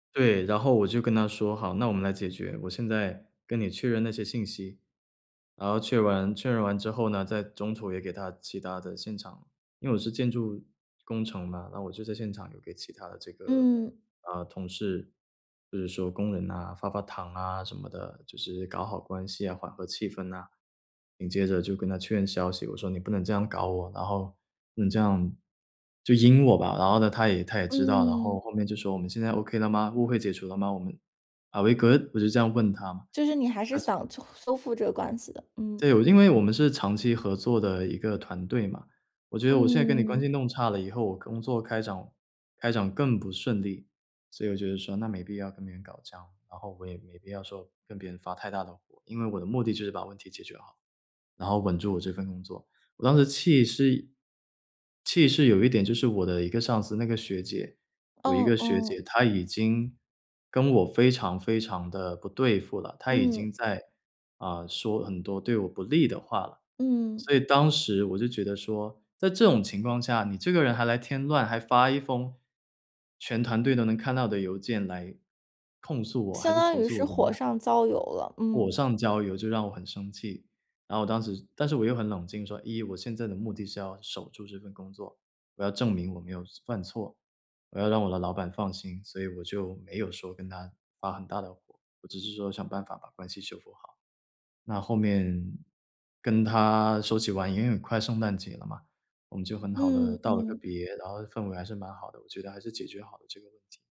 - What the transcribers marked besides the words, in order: in English: "okay"; in English: "Are we good？"
- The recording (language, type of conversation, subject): Chinese, podcast, 团队里出现分歧时你会怎么处理？